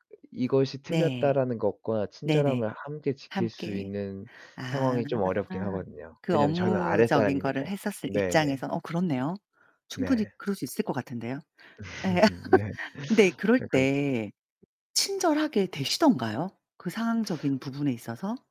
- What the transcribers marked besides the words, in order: distorted speech; laugh; unintelligible speech
- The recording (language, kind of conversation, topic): Korean, unstructured, 공정함과 친절함 사이에서 어떻게 균형을 잡으시나요?